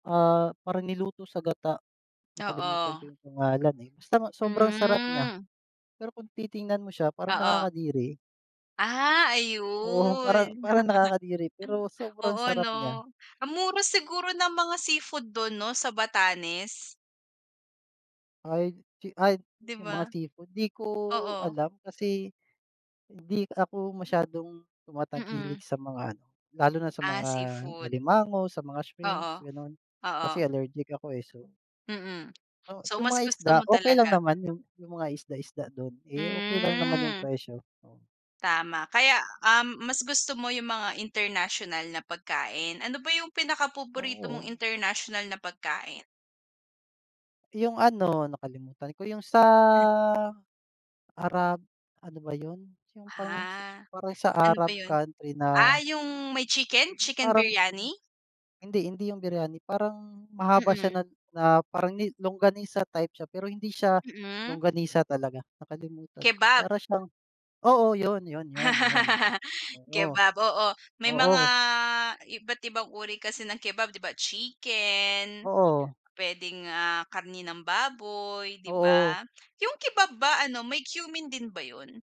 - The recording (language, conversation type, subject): Filipino, unstructured, Ano ang pinakagandang lugar na napuntahan mo sa Pilipinas?
- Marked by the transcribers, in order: tapping; other background noise; laugh; drawn out: "Hmm"; unintelligible speech; laugh